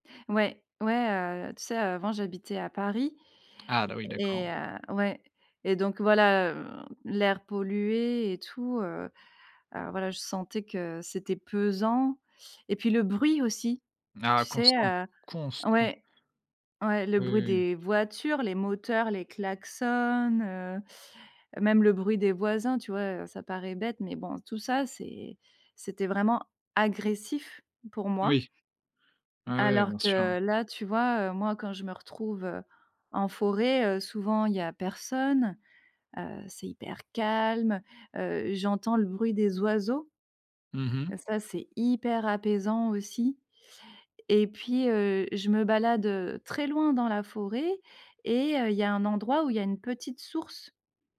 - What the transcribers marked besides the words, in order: tapping; stressed: "constant"; stressed: "hyper"
- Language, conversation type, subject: French, podcast, Comment la nature aide-t-elle à calmer l'anxiété ?